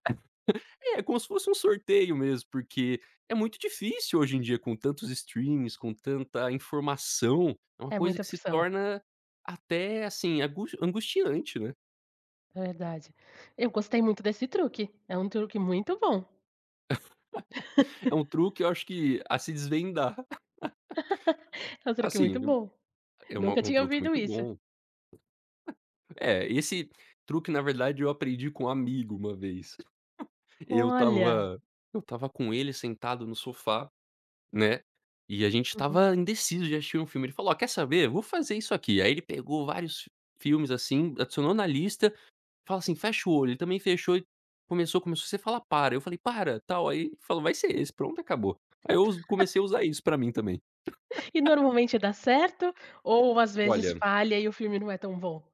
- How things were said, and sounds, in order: chuckle; laugh; chuckle; other background noise; chuckle; tapping; laugh; laugh
- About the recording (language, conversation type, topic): Portuguese, podcast, Como você escolhe o que assistir numa noite livre?